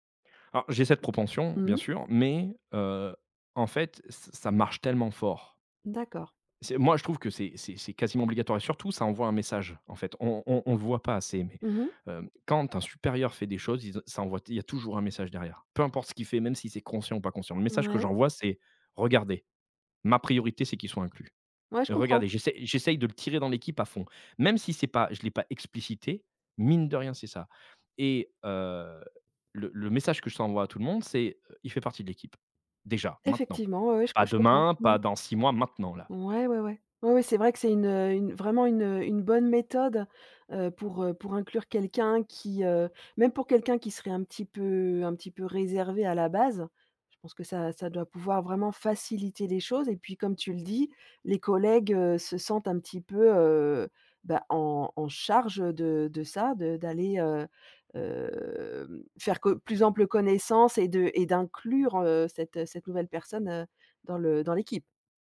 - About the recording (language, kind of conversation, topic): French, podcast, Comment, selon toi, construit-on la confiance entre collègues ?
- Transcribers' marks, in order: none